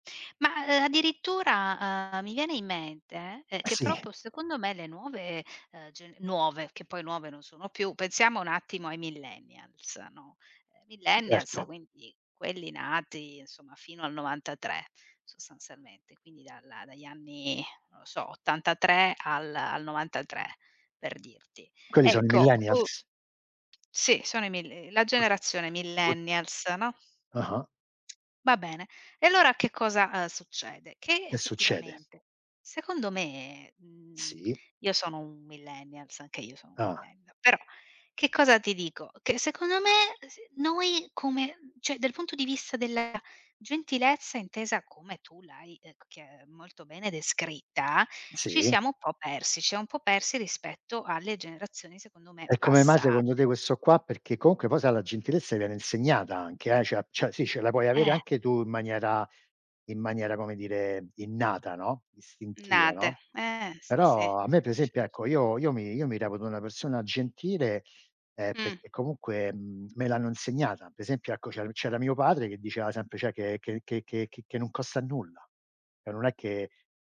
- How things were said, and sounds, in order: other background noise; unintelligible speech; lip smack; "cioè" said as "ceh"; "cioè-" said as "ceh"; "Per esempio" said as "P'esempio"; "cioè" said as "ceh"; "Cioè" said as "ceh"
- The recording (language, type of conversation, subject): Italian, unstructured, Qual è il ruolo della gentilezza nella tua vita?